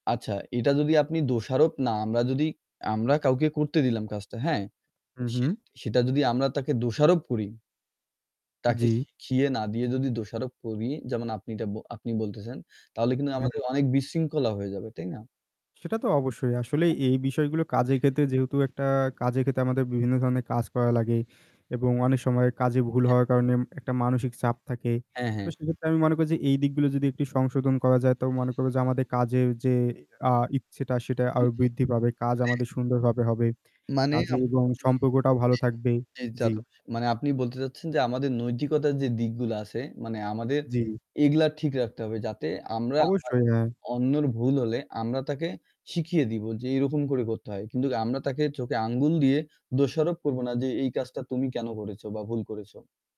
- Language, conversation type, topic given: Bengali, unstructured, কাজে ভুল হলে দোষারোপ করা হলে আপনার কেমন লাগে?
- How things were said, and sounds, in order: static; distorted speech; unintelligible speech; "নৈতিকতার" said as "নইজ্জিকতার"